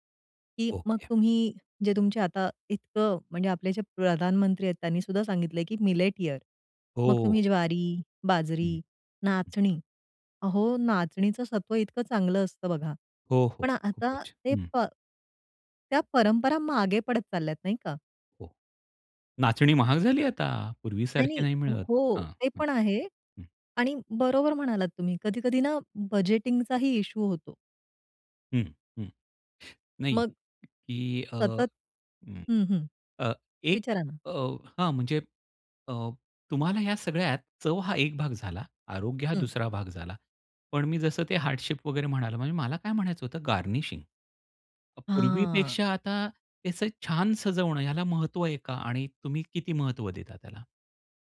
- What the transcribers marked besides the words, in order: in English: "मिलेट इयर"; other background noise; in English: "हार्ट शेप"; in English: "गार्निशिंग"
- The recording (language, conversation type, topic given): Marathi, podcast, चव आणि आरोग्यात तुम्ही कसा समतोल साधता?
- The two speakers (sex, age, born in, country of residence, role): female, 40-44, India, India, guest; male, 50-54, India, India, host